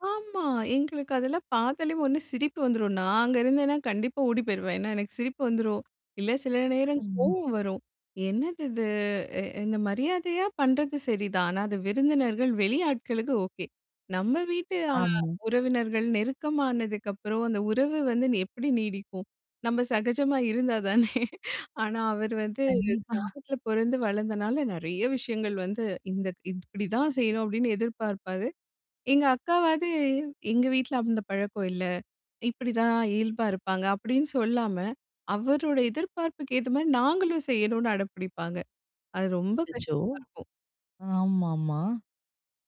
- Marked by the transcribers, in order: laughing while speaking: "நம்ப சகஜமா இருந்தா தானே"
- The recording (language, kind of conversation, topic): Tamil, podcast, விருந்தினர் வரும்போது உணவு பரிமாறும் வழக்கம் எப்படி இருக்கும்?